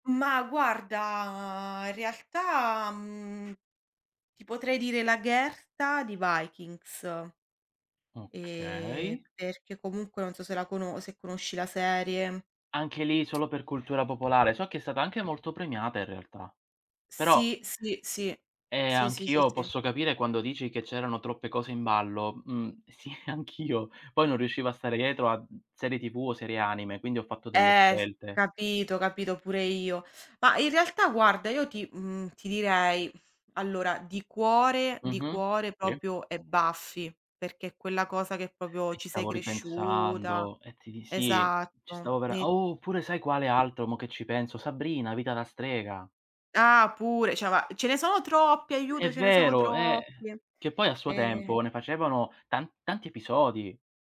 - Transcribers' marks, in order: drawn out: "guarda"; other background noise; tapping; laughing while speaking: "sì, anch'io"; "proprio" said as "propio"; "proprio" said as "popio"; "Cioè" said as "ceh"
- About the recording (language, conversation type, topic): Italian, unstructured, Qual è la serie TV che non ti stanchi mai di vedere?